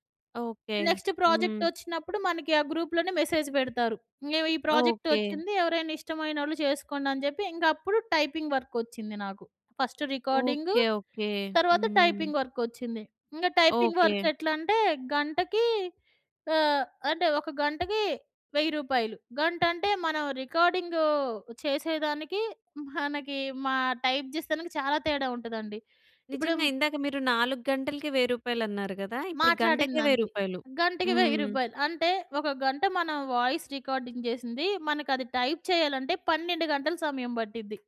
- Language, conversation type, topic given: Telugu, podcast, మీరు తీసుకున్న రిస్క్ మీ జీవితంలో మంచి మార్పుకు దారితీసిందా?
- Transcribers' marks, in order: in English: "నెక్స్ట్ ప్రాజెక్ట్"; in English: "మెసేజ్"; in English: "టైపింగ్"; in English: "ఫస్ట్"; in English: "టైపింగ్"; in English: "టైపింగ్ వర్క్"; giggle; in English: "టైప్"; in English: "వాయిస్ రికార్డింగ్"; in English: "టైప్"; other background noise